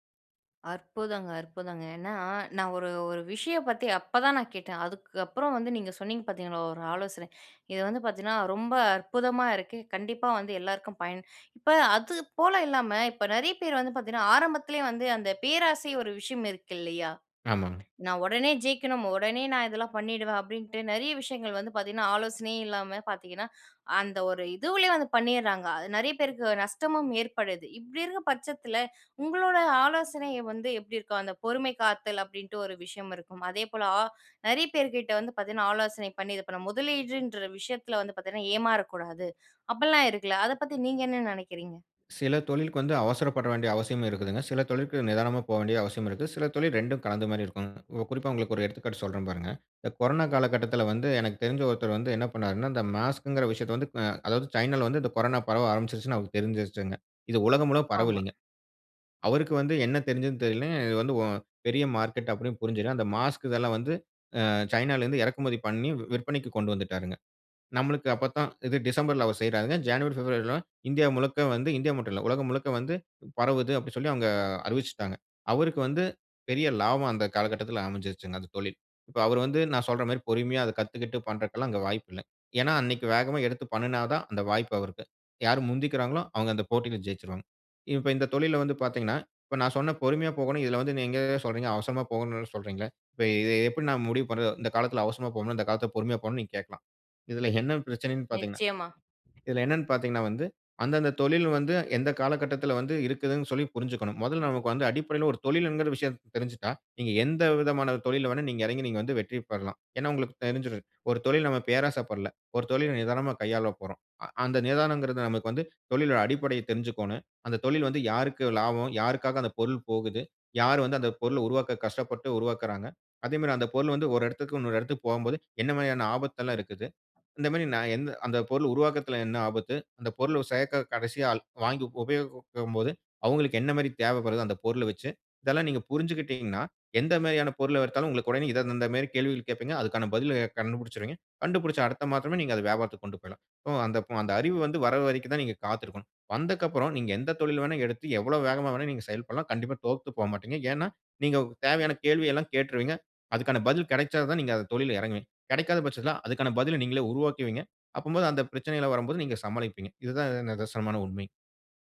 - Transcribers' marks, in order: other background noise; "முழுக்க" said as "முழுவ"; tapping
- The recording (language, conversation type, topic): Tamil, podcast, புதியதாக தொடங்குகிறவர்களுக்கு உங்களின் மூன்று முக்கியமான ஆலோசனைகள் என்ன?